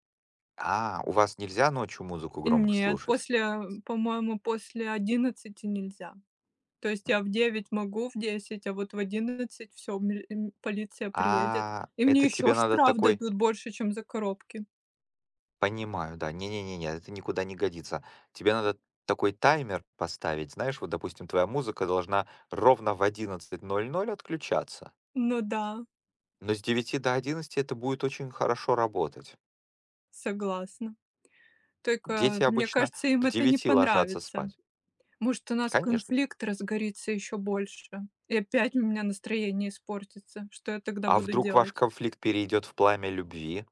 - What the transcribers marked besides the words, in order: tapping; other background noise
- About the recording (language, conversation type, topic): Russian, unstructured, Как вы обычно справляетесь с плохим настроением?